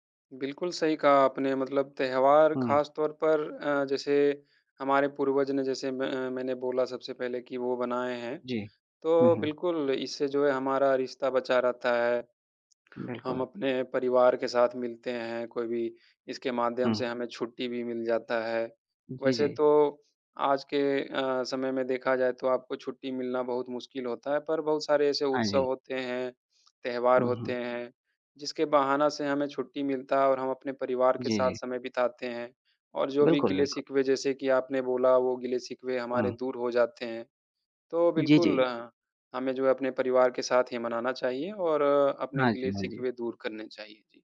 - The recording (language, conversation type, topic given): Hindi, unstructured, आपके घर में मनाया गया सबसे यादगार उत्सव कौन-सा था?
- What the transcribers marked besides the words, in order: lip smack